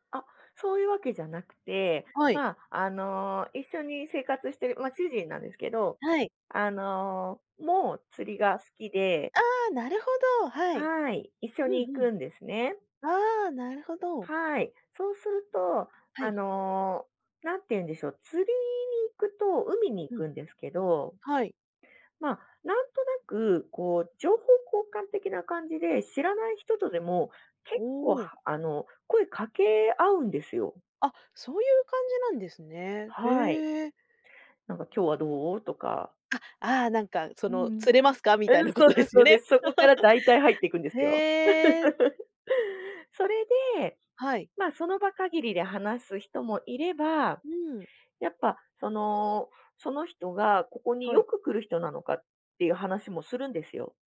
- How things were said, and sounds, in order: other background noise; laughing while speaking: "ことですよね"; laugh; laugh
- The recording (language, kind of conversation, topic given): Japanese, podcast, 趣味を通じて仲間ができたことはありますか？
- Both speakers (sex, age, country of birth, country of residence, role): female, 35-39, Japan, Japan, guest; female, 40-44, Japan, Japan, host